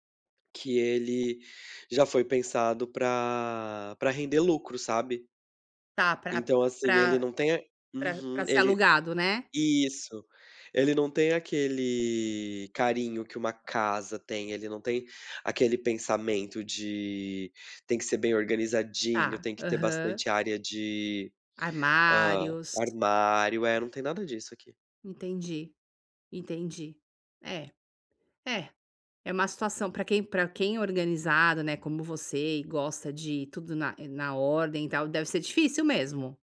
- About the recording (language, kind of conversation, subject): Portuguese, advice, Como posso realmente desligar e relaxar em casa?
- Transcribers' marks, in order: none